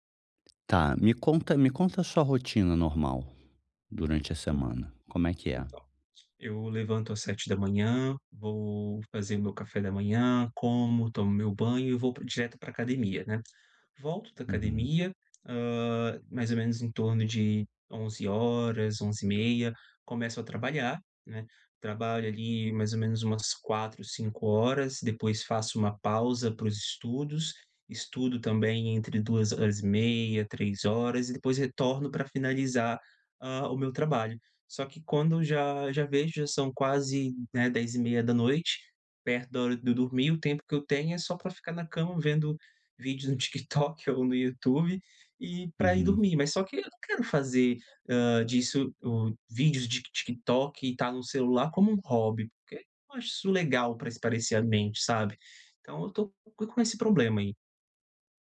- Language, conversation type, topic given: Portuguese, advice, Como posso conciliar o trabalho com tempo para meus hobbies?
- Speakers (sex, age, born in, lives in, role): male, 30-34, Brazil, Portugal, user; male, 35-39, Brazil, Germany, advisor
- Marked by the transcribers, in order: tapping; other background noise; laughing while speaking: "TikTok"